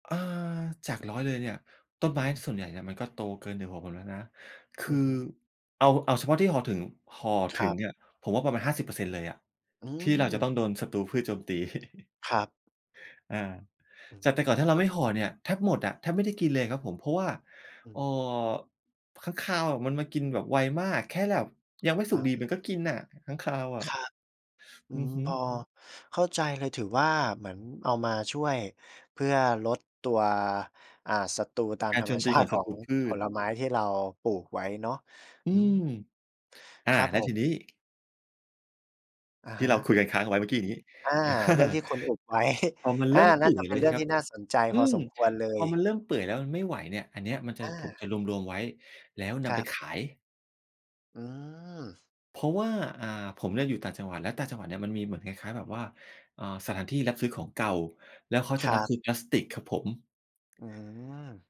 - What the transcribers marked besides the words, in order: tapping; chuckle; other background noise; laughing while speaking: "ชาติ"; laughing while speaking: "อา"; laughing while speaking: "ไว้"
- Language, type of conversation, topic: Thai, podcast, คุณเคยลองลดการใช้พลาสติกด้วยวิธีไหนมาบ้าง?